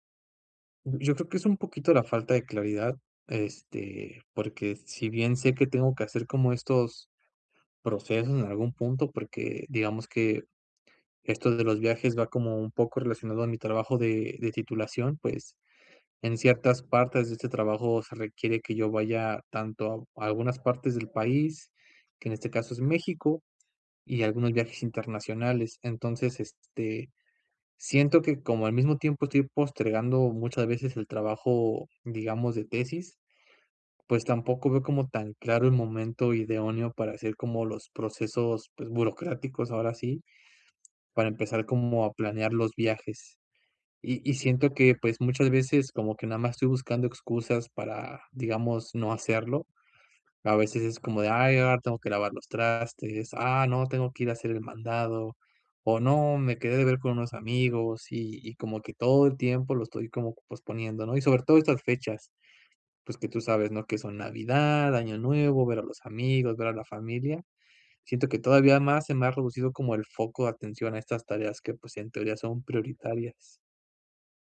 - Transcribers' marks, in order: "idóneo" said as "ideóneo"
- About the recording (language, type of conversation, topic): Spanish, advice, ¿Cómo puedo dejar de procrastinar y crear mejores hábitos?